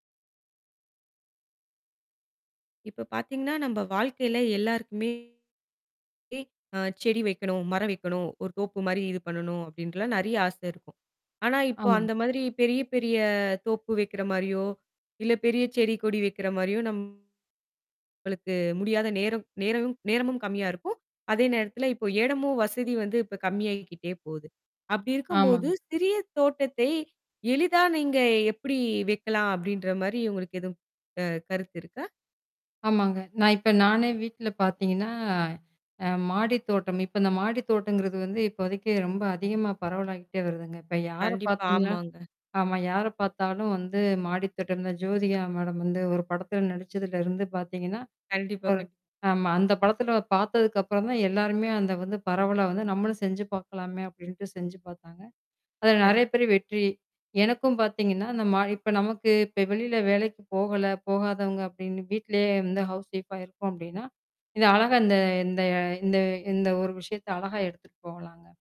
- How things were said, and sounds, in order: other background noise; mechanical hum; distorted speech; static; in English: "ஹவுஸ்வைஃபா"
- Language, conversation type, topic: Tamil, podcast, ஒரு சிறிய தோட்டத்தை எளிதாக எப்படித் தொடங்கலாம்?